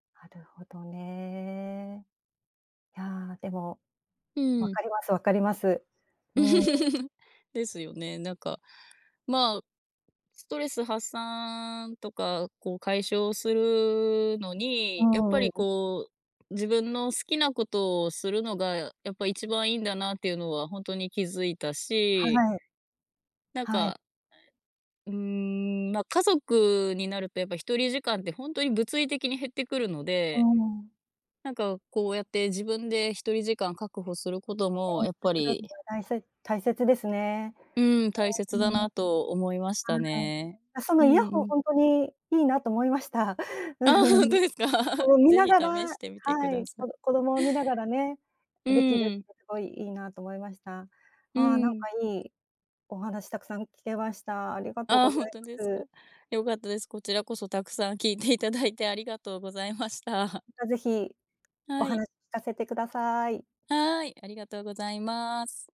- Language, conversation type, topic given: Japanese, podcast, 普段、ストレスを解消するために何をしていますか？
- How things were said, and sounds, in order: chuckle; other background noise; tapping; laughing while speaking: "ああ、本当ですか？"; laugh